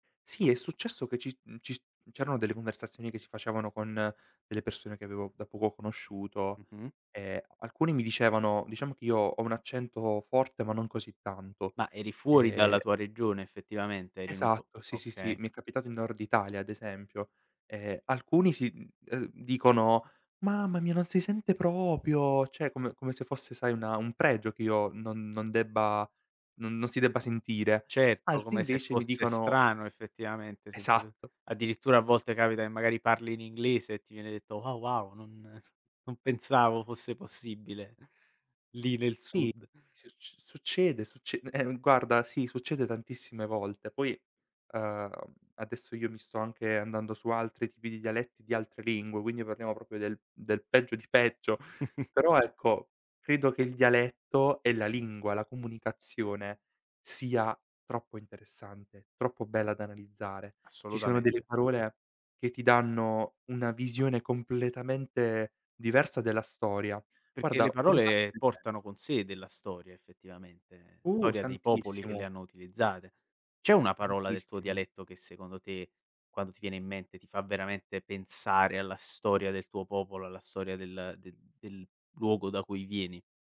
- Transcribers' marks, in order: put-on voice: "Mamma mia non si sente proprio"; "cioè" said as "ceh"; chuckle
- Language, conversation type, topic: Italian, podcast, Che ruolo hanno i dialetti nella tua identità?